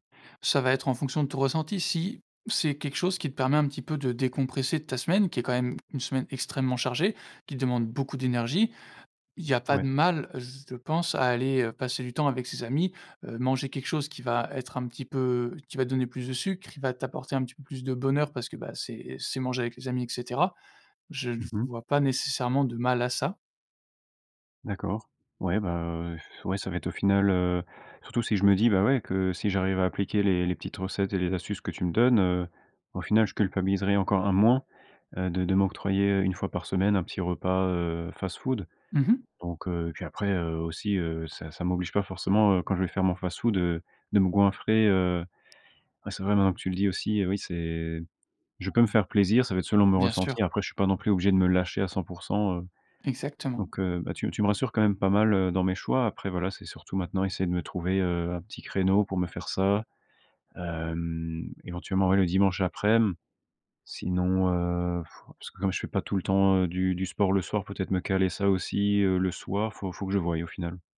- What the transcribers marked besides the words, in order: other background noise; stressed: "beaucoup"; blowing; tapping; blowing; "vois" said as "voille"
- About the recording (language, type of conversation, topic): French, advice, Comment puis-je manger sainement malgré un emploi du temps surchargé et des repas pris sur le pouce ?
- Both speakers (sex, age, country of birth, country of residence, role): male, 25-29, France, France, advisor; male, 25-29, France, France, user